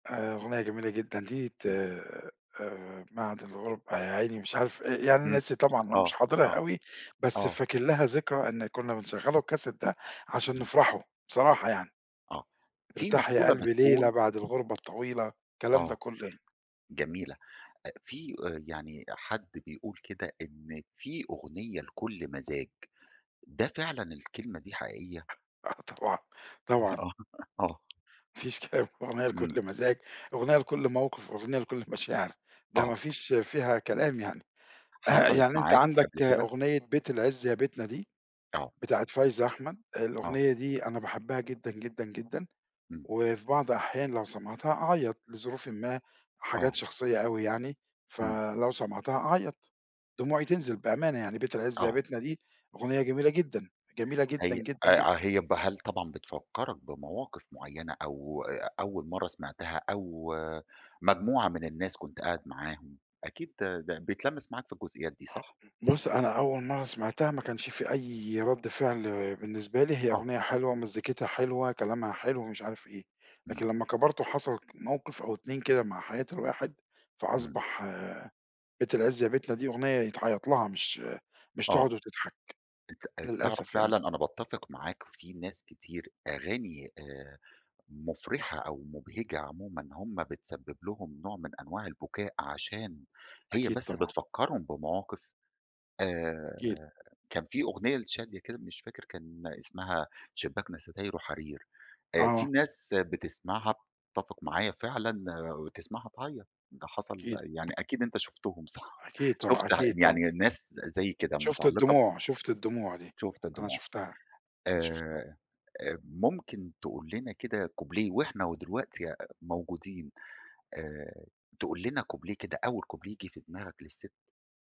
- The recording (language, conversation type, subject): Arabic, podcast, إيه هي الأغاني اللي عمرك ما بتملّ تسمعها؟
- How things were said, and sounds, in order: tapping; laugh; laughing while speaking: "ما فيش"; unintelligible speech; other noise; other background noise; laughing while speaking: "صح؟"